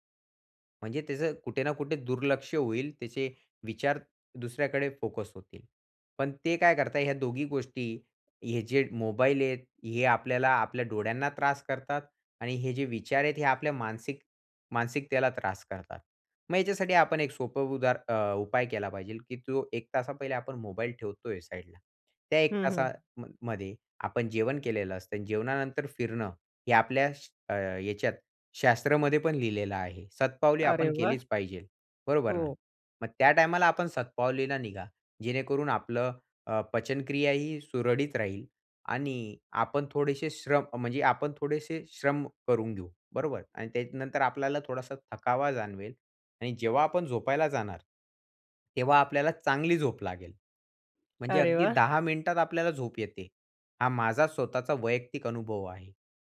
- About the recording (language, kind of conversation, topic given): Marathi, podcast, उत्तम झोपेसाठी घरात कोणते छोटे बदल करायला हवेत?
- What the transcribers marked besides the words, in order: tapping